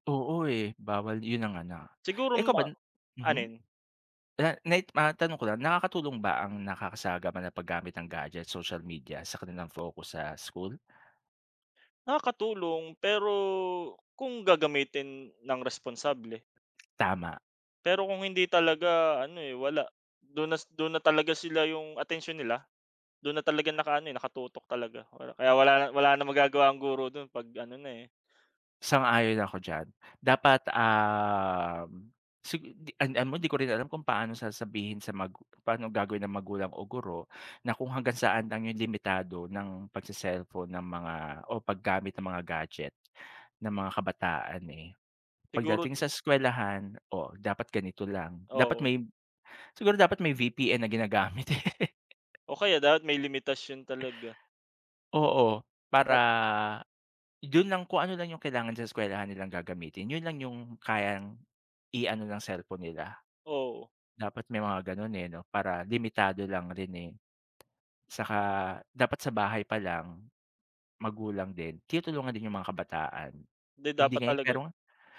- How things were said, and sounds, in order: other background noise; drawn out: "ah"; chuckle
- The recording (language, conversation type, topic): Filipino, unstructured, Bakit kaya maraming kabataan ang nawawalan ng interes sa pag-aaral?